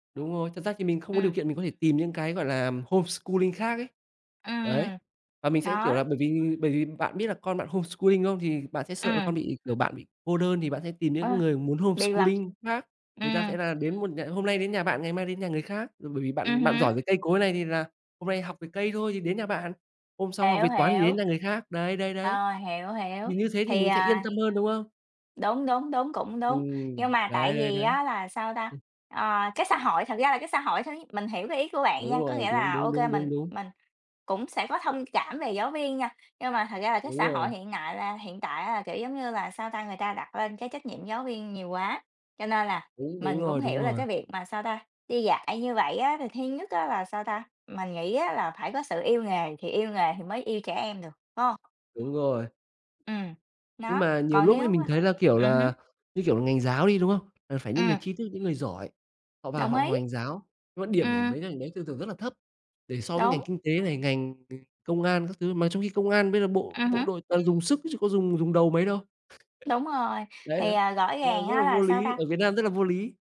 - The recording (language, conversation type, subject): Vietnamese, unstructured, Bạn có từng cảm thấy ghê tởm khi ai đó từ bỏ ước mơ chỉ vì tiền không?
- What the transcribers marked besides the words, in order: in English: "homeschooling"; tapping; in English: "homeschooling"; other background noise; in English: "homeschooling"; laugh